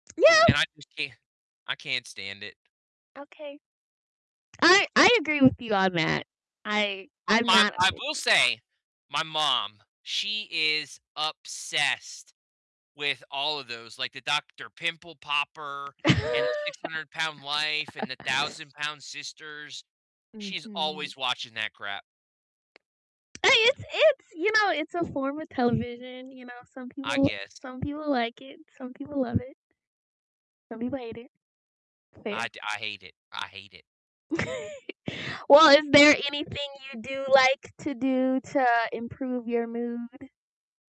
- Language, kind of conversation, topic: English, unstructured, What simple routine improves your mood the most?
- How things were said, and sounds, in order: tapping; other background noise; laugh; laugh